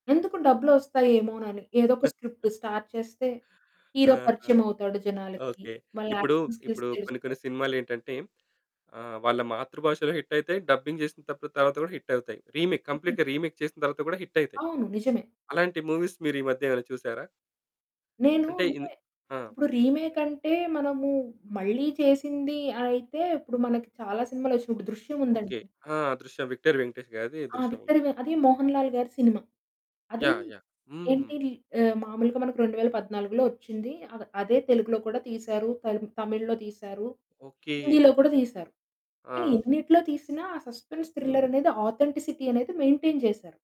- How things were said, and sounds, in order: chuckle; in English: "స్క్రిప్ట్ స్టార్ట్"; in English: "యాక్టింగ్ స్కిల్స్"; in English: "హిట్"; in English: "డబ్బింగ్"; in English: "హిట్"; in English: "రీమేక్, కంప్లీట్‌గా రీమేక్"; other background noise; in English: "హిట్"; in English: "మూవీస్"; static; in English: "సస్పెన్స్"; in English: "ఆథెంటిసిటీ"; in English: "మెయింటైన్"
- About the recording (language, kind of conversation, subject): Telugu, podcast, రీమేకుల గురించి మీ అభిప్రాయం ఏమిటి?